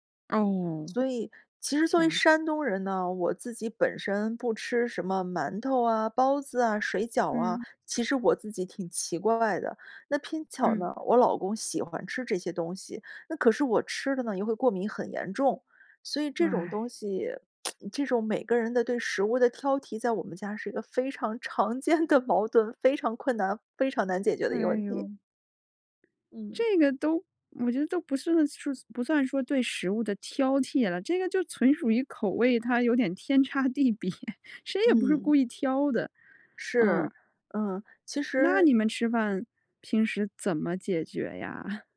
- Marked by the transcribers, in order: tsk; laughing while speaking: "常见的矛盾"; tapping
- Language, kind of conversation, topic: Chinese, podcast, 家人挑食你通常怎么应对？